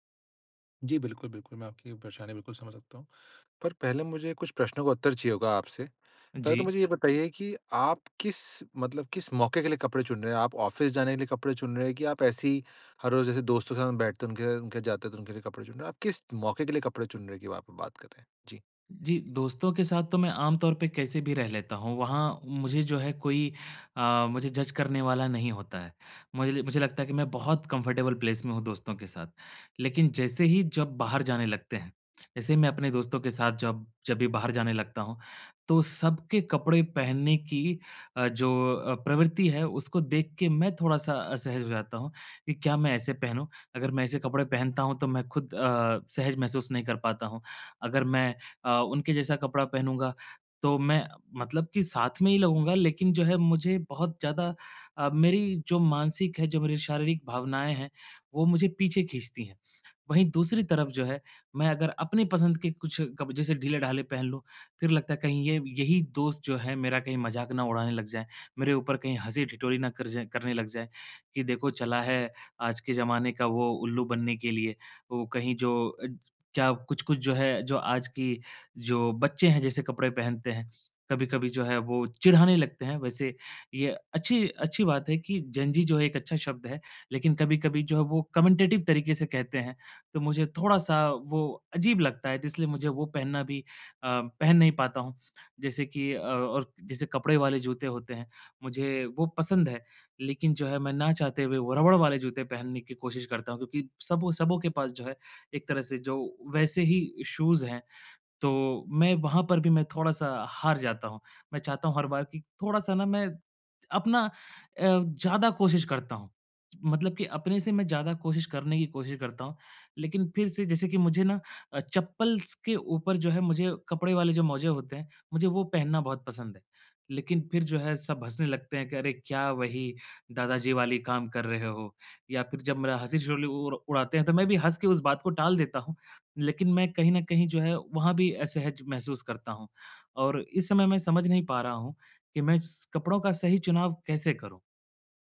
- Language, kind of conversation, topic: Hindi, advice, रोज़मर्रा के लिए कौन-से कपड़े सबसे उपयुक्त होंगे?
- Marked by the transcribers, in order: in English: "ऑफिस"; other background noise; in English: "जज"; in English: "कंफर्टेबल प्लेस"; in English: "जेन ज़ी"; in English: "कमेंटेटिव"; in English: "शूज़"